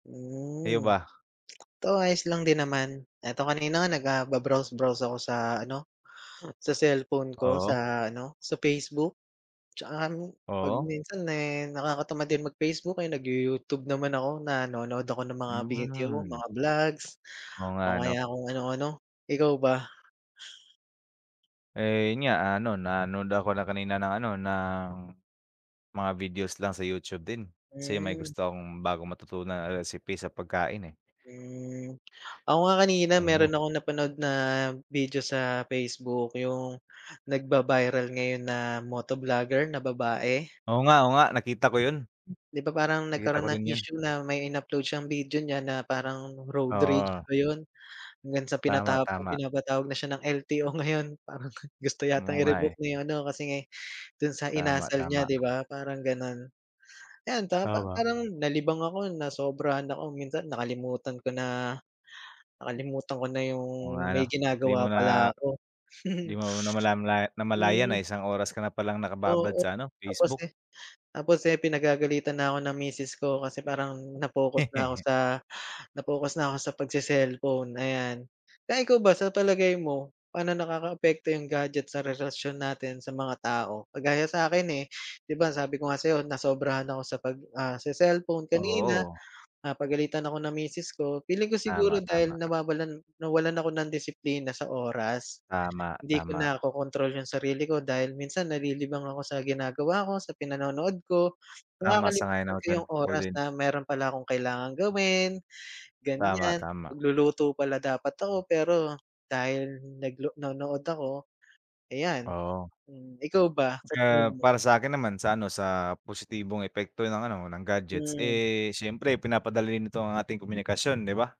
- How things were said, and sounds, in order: other background noise; in English: "ba-browse-browse"; gasp; tapping; in English: "moto vlogger"; in English: "road rage"; laughing while speaking: "ngayon. Parang"; chuckle
- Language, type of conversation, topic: Filipino, unstructured, Sa iyong palagay, paano nakaaapekto ang mga gadyet sa ugnayan ng mga tao?